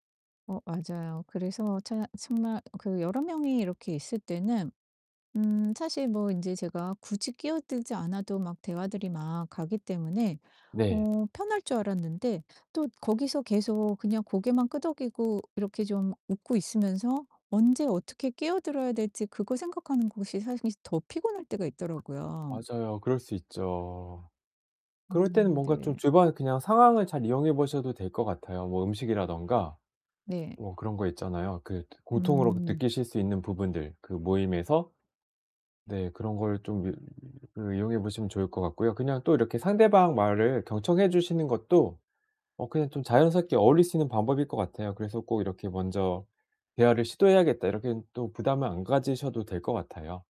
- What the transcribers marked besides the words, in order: distorted speech; tapping; other background noise
- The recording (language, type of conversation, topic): Korean, advice, 모임에서 에너지를 잘 지키면서도 다른 사람들과 즐겁게 어울리려면 어떻게 해야 하나요?